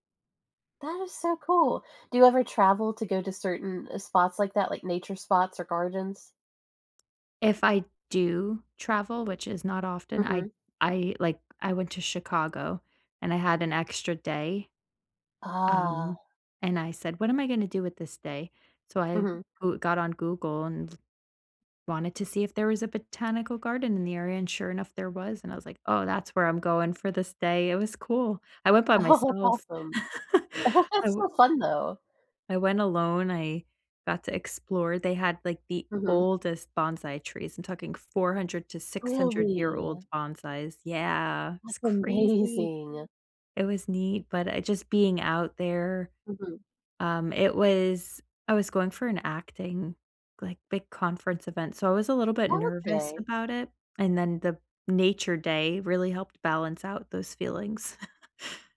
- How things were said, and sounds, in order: drawn out: "Ah"; laughing while speaking: "Oh"; laughing while speaking: "That's"; chuckle; stressed: "oldest"; other background noise; chuckle
- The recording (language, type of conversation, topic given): English, unstructured, How can I use nature to improve my mental health?